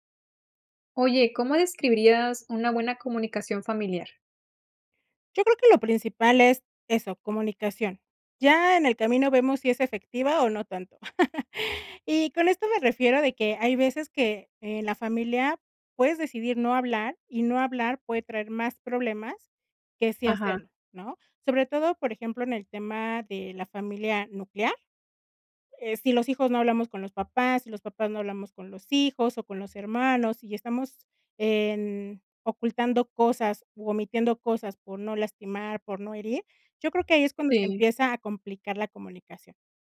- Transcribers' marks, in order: chuckle
- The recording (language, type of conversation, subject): Spanish, podcast, ¿Cómo describirías una buena comunicación familiar?